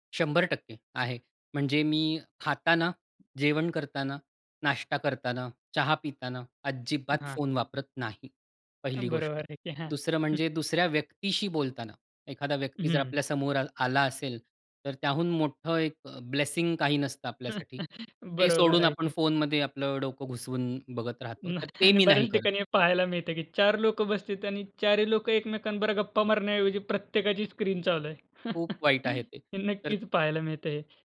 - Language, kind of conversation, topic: Marathi, podcast, स्क्रीन टाइम कमी करण्यासाठी कोणते सोपे उपाय करता येतील?
- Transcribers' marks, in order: laughing while speaking: "बरोबर आहे की"; in English: "ब्लेसिंग"; chuckle; laughing while speaking: "बरोबर आहे की"; laughing while speaking: "मग. आणि बऱ्याच ठिकाणी हे पाहायला मिळत"; laughing while speaking: "गप्पा मारण्याऐवजी प्रत्येकाची स्क्रीन चालू आहे. नक्कीचं पाहायला मिळतं हे"; chuckle